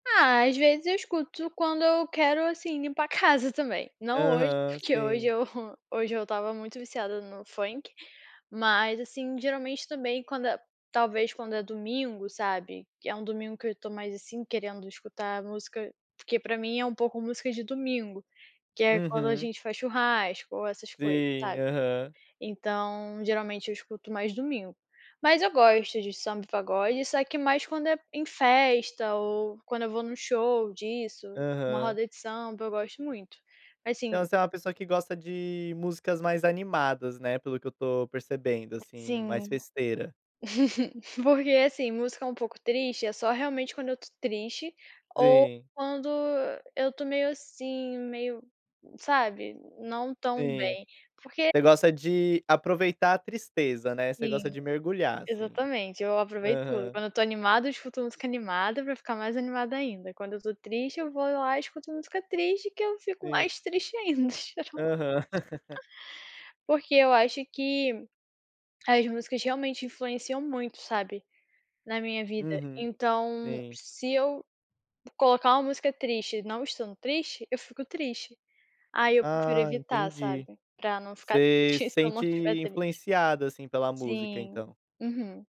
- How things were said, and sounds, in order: chuckle; laugh; laugh; chuckle
- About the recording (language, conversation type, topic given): Portuguese, podcast, Que papel a música tem no seu dia a dia?